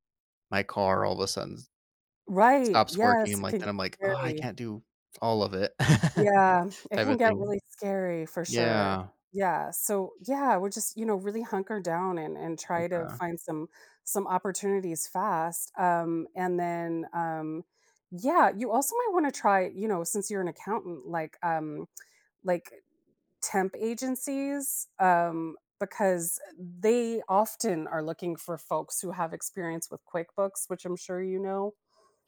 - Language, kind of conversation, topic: English, advice, How can I reduce stress and manage debt when my finances feel uncertain?
- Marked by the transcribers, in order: chuckle; other background noise